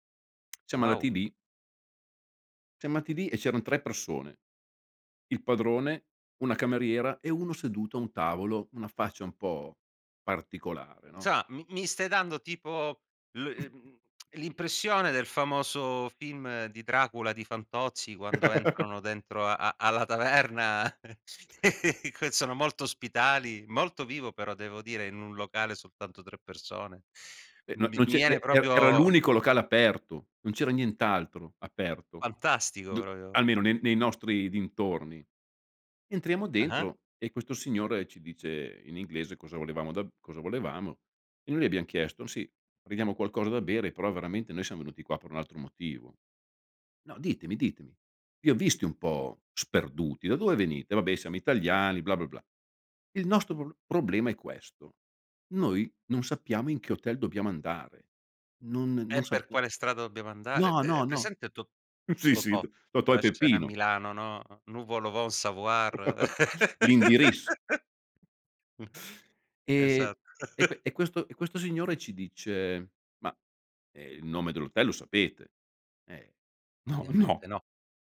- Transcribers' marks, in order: tapping; "andati" said as "ati"; other background noise; snort; lip smack; chuckle; chuckle; "viene" said as "ene"; "proprio" said as "propio"; "proprio" said as "propio"; chuckle; in French: "nous volevon savoir"; laugh; chuckle; laughing while speaking: "No"
- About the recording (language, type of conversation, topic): Italian, podcast, Mi racconti di una volta in cui ti sei perso durante un viaggio: che cosa è successo?